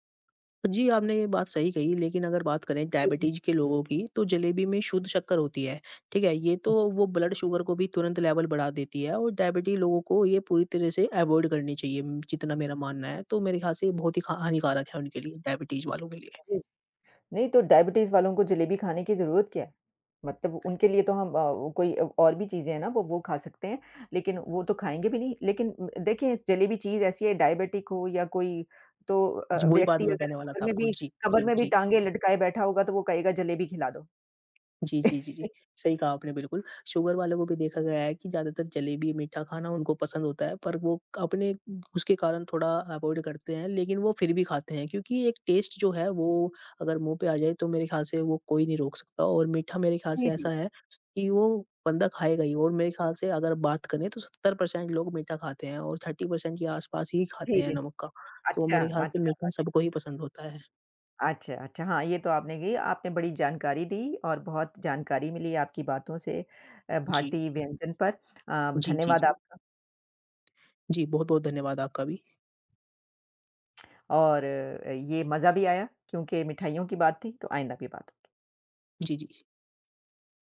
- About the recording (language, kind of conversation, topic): Hindi, unstructured, कौन-सा भारतीय व्यंजन आपको सबसे ज़्यादा पसंद है?
- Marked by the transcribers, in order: tapping; in English: "ब्लड शुगर"; other background noise; in English: "लेवल"; in English: "अवॉइड"; other noise; chuckle; in English: "अवॉइड"; in English: "टेस्ट"; in English: "पर्सेन्ट"; in English: "थर्टी परसेंट"